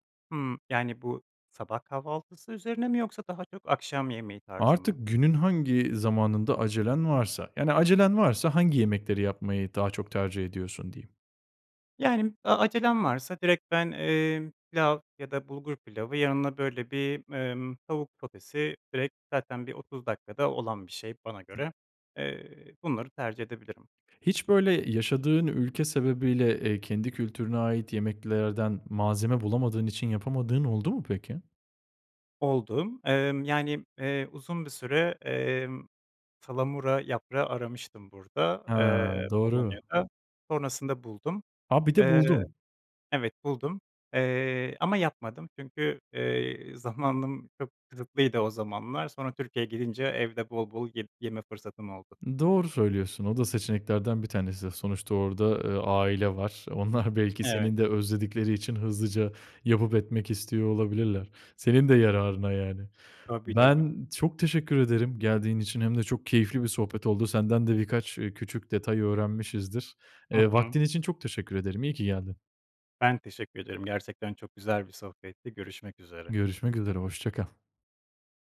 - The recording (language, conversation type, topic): Turkish, podcast, Mutfakta en çok hangi yemekleri yapmayı seviyorsun?
- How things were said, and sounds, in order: other background noise